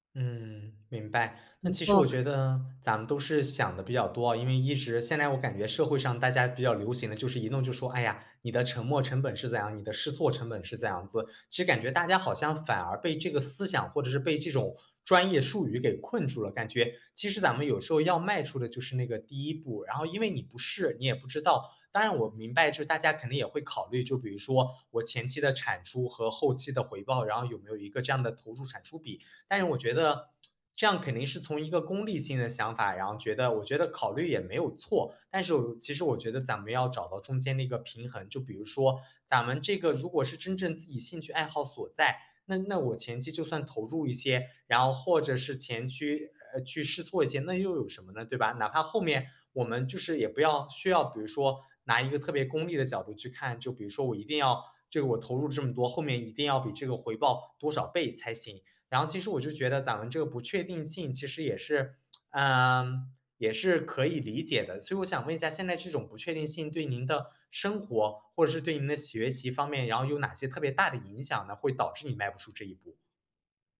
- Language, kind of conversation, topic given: Chinese, advice, 我怎样把不确定性转化为自己的成长机会？
- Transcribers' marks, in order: lip smack; "期" said as "去"; lip smack